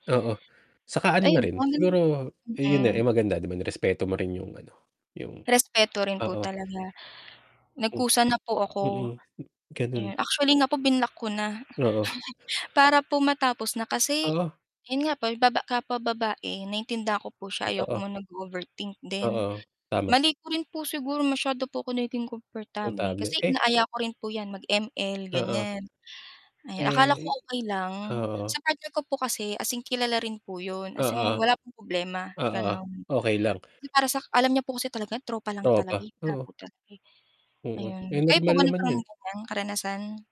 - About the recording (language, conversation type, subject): Filipino, unstructured, Paano mo hinaharap ang away sa kaibigan nang hindi nasisira ang pagkakaibigan?
- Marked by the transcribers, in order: static; distorted speech; mechanical hum; tapping; other noise; wind; unintelligible speech